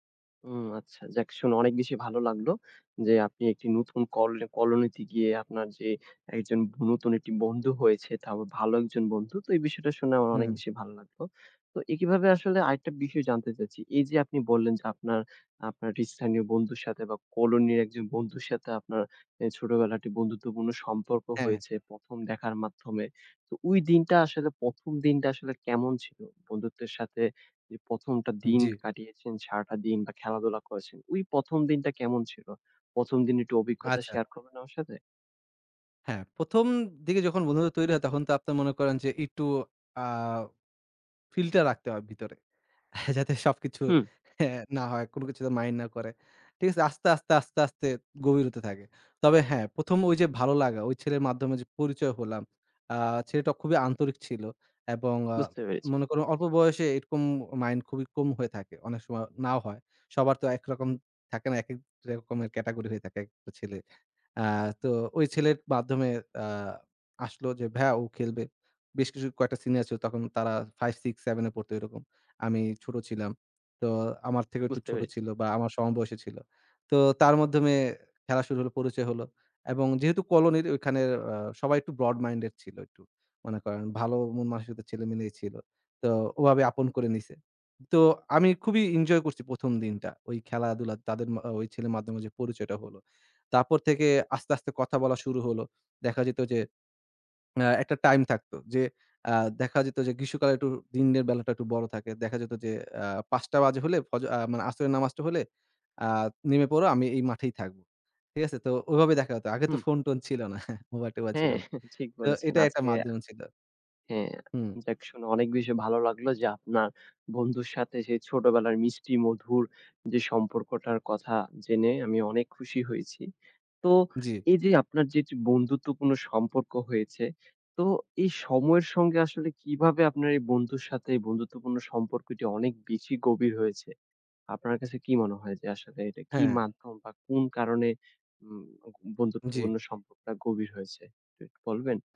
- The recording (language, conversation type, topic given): Bengali, podcast, কোনো স্থানীয় বন্ধুর সঙ্গে আপনি কীভাবে বন্ধুত্ব গড়ে তুলেছিলেন?
- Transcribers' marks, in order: "স্থানীয়" said as "ইস্থানীয়"; "দিকে" said as "দিগে"; "একটু" said as "ইটটু"; in English: "filter"; chuckle; in English: "broad-minded"; chuckle